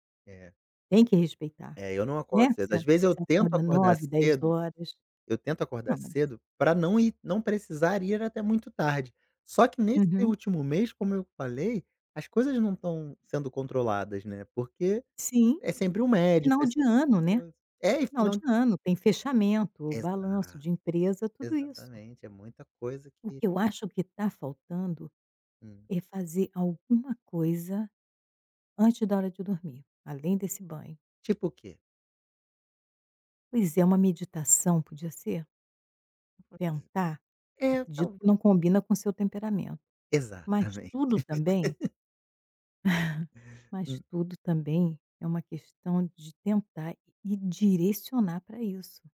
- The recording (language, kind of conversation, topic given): Portuguese, advice, Como posso lidar com a insônia causada por pensamentos ansiosos à noite?
- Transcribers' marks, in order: unintelligible speech; chuckle